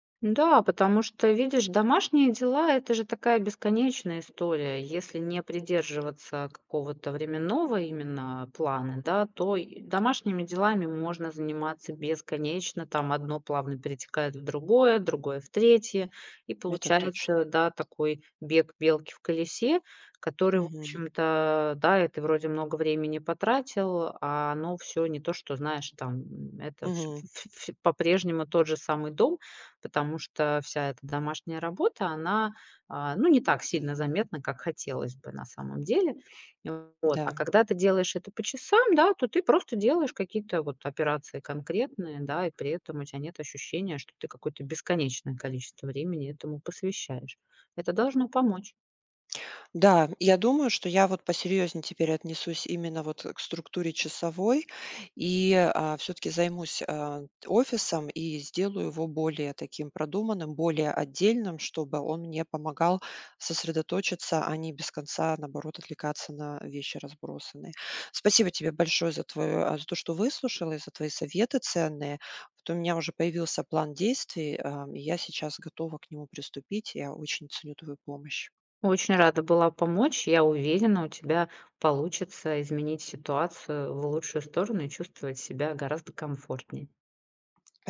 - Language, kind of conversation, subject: Russian, advice, Почему мне не удаётся придерживаться утренней или рабочей рутины?
- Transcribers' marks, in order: tapping